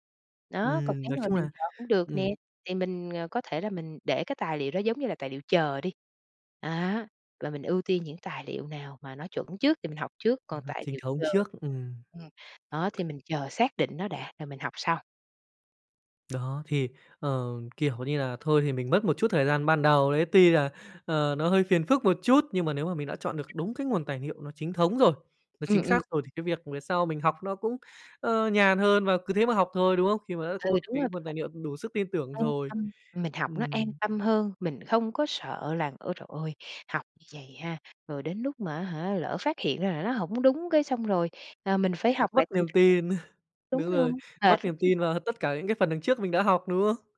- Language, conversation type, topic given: Vietnamese, podcast, Bạn đánh giá và kiểm chứng nguồn thông tin như thế nào trước khi dùng để học?
- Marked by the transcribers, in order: background speech; other background noise; "liệu" said as "niệu"; "liệu" said as "niệu"; chuckle; unintelligible speech